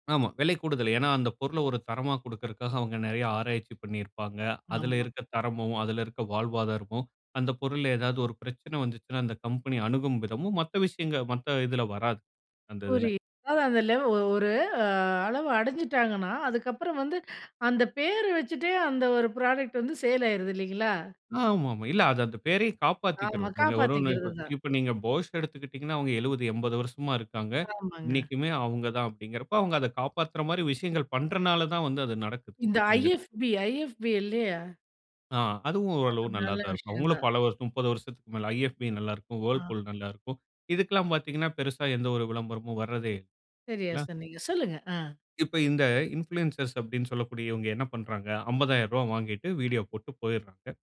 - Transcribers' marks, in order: in English: "ப்ராடக்ட்"; in English: "சேல்"; other background noise; in English: "இன்ஃப்ளூயன்சர்ஸ்"
- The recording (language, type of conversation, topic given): Tamil, podcast, சமூக ஊடகங்கள் உன் உணர்வுகளை எப்படி பாதிக்கின்றன?